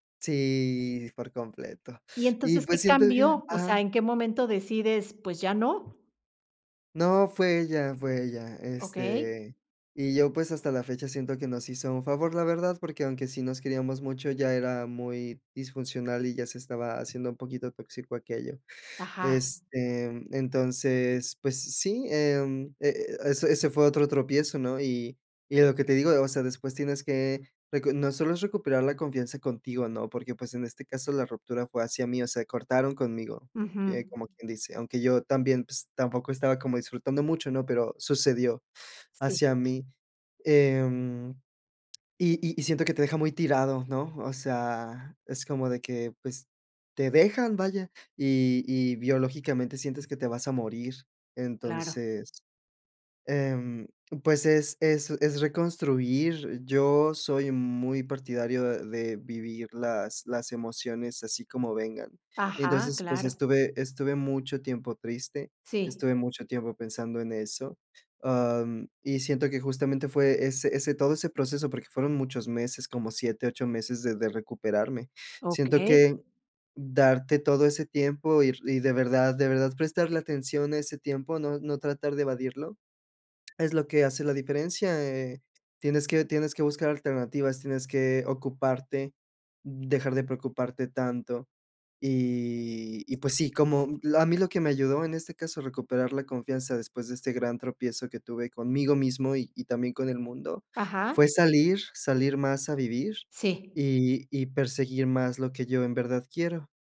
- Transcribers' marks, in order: tapping
- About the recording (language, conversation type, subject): Spanish, podcast, ¿Cómo recuperas la confianza después de un tropiezo?